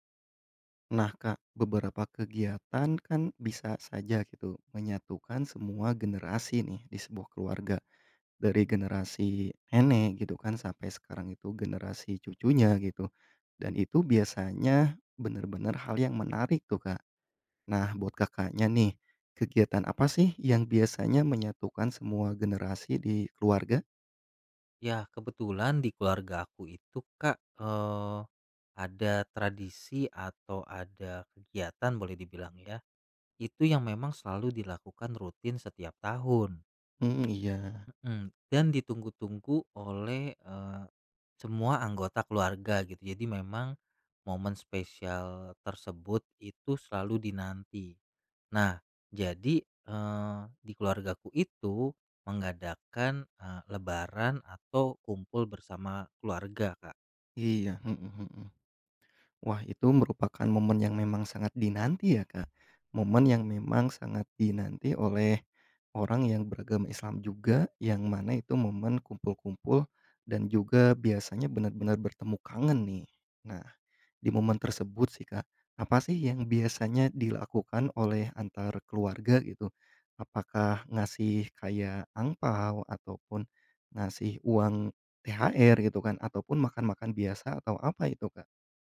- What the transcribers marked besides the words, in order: tapping; other background noise
- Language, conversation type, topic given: Indonesian, podcast, Kegiatan apa yang menyatukan semua generasi di keluargamu?